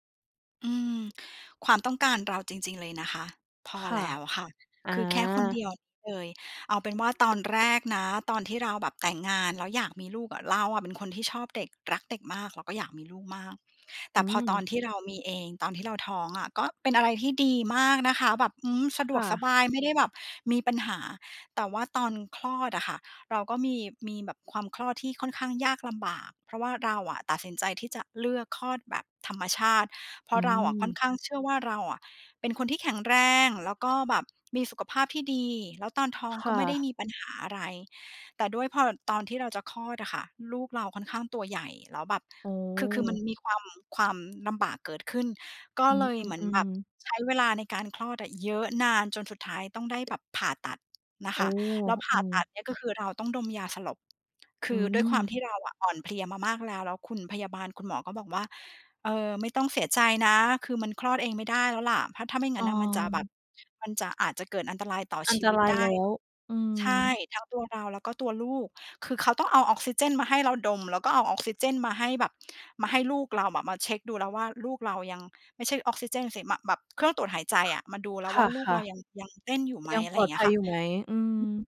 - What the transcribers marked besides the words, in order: other noise
- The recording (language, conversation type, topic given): Thai, advice, คุณรู้สึกถูกกดดันให้ต้องมีลูกตามความคาดหวังของคนรอบข้างหรือไม่?